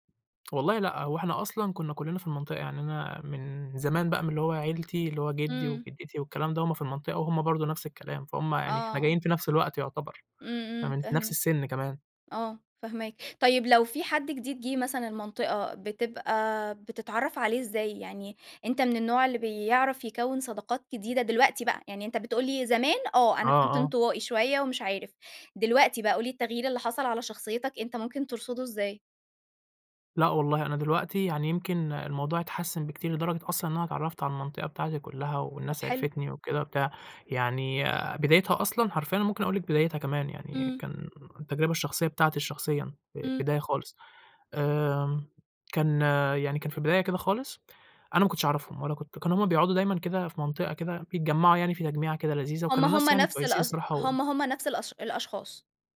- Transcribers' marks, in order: tapping
- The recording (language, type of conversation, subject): Arabic, podcast, إزاي بتكوّن صداقات جديدة في منطقتك؟